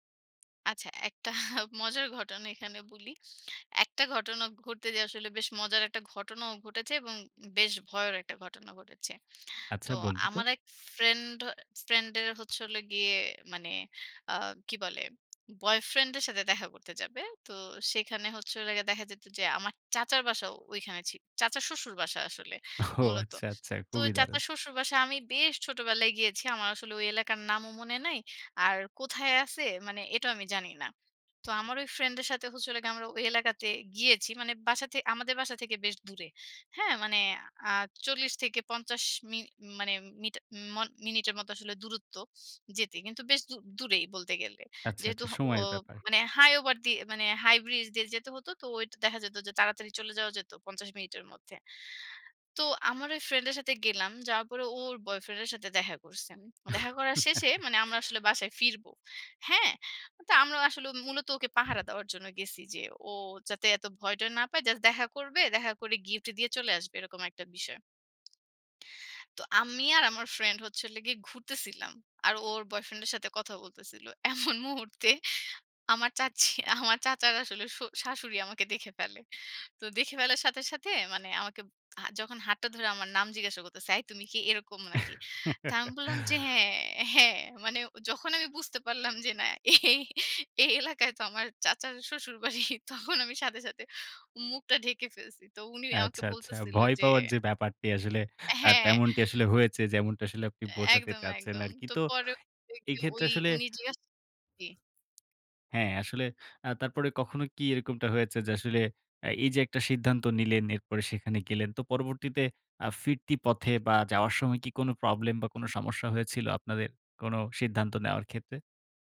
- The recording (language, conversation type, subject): Bengali, podcast, জীবনে আপনি সবচেয়ে সাহসী সিদ্ধান্তটি কী নিয়েছিলেন?
- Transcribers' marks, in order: chuckle; "বলি" said as "বুলি"; other background noise; laughing while speaking: "ও আচ্ছা, আচ্ছা খুবই দারুন!"; chuckle; tapping; laughing while speaking: "এমন মুহূর্তে আমার চাচী আমার চাচার আসলে শ শাশুড়ি আমাকে দেখে ফেলে"; chuckle; laughing while speaking: "এই, এই এলাকায় তো আমার … মুখটা ঢেকে ফেলছি"; unintelligible speech